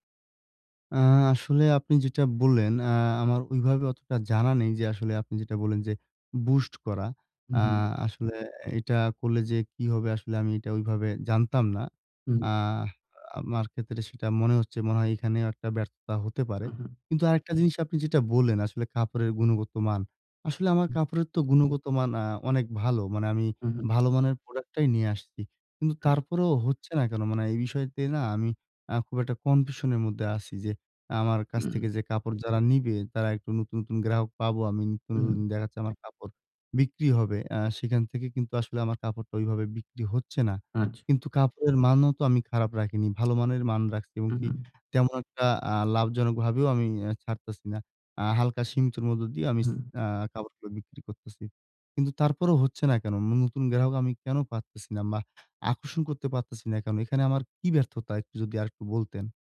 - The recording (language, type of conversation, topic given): Bengali, advice, আমি কীভাবে দ্রুত নতুন গ্রাহক আকর্ষণ করতে পারি?
- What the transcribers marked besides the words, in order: tapping